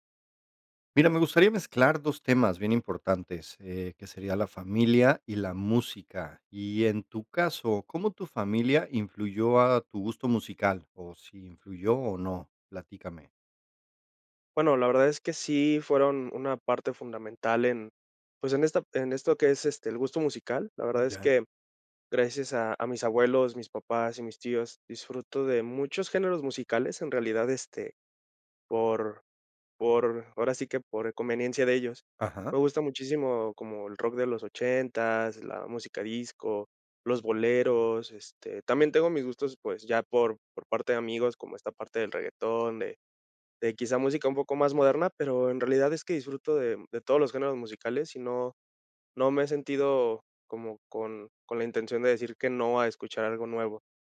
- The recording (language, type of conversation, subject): Spanish, podcast, ¿Cómo influyó tu familia en tus gustos musicales?
- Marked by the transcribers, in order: none